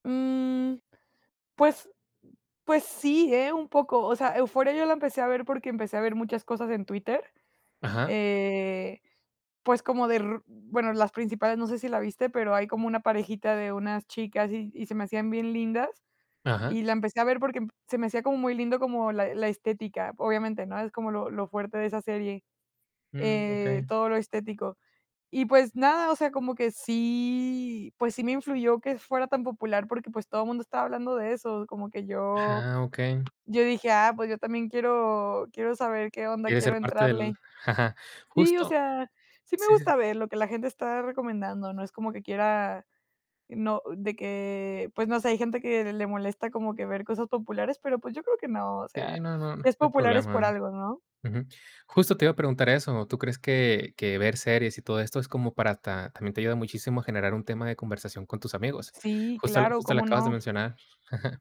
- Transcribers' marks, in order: drawn out: "sí"; chuckle; giggle
- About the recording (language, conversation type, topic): Spanish, podcast, ¿Qué elementos hacen que una serie sea adictiva para ti?